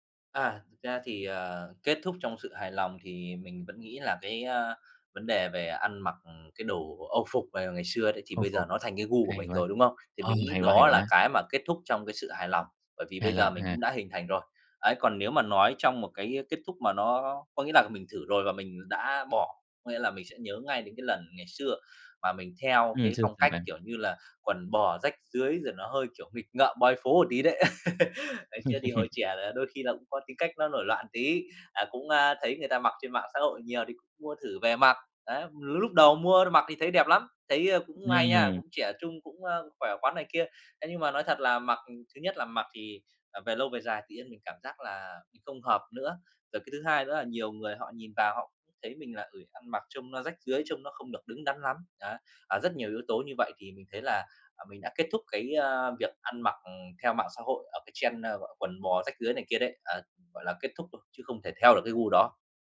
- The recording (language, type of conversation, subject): Vietnamese, podcast, Mạng xã hội thay đổi cách bạn ăn mặc như thế nào?
- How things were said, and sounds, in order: in English: "boy"; laugh; tapping; in English: "trend"